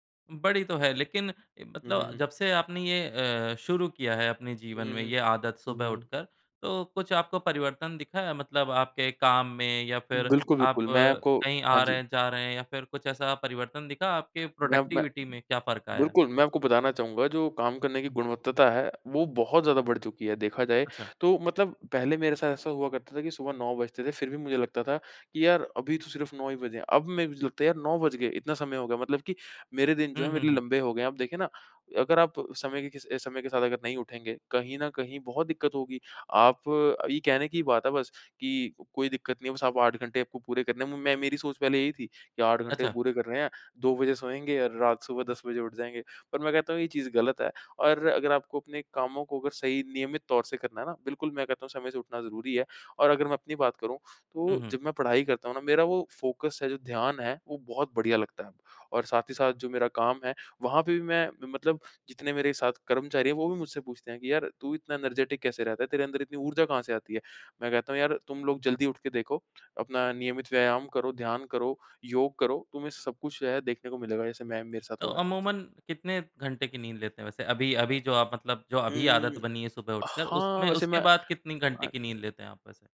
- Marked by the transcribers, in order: in English: "प्रोडक्टिविटी"; in English: "फ़ोकस"; in English: "एनर्जेटिक"
- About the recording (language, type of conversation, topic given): Hindi, podcast, सुबह उठते ही आपकी पहली आदत क्या होती है?
- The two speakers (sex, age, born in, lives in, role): male, 25-29, India, India, guest; male, 30-34, India, India, host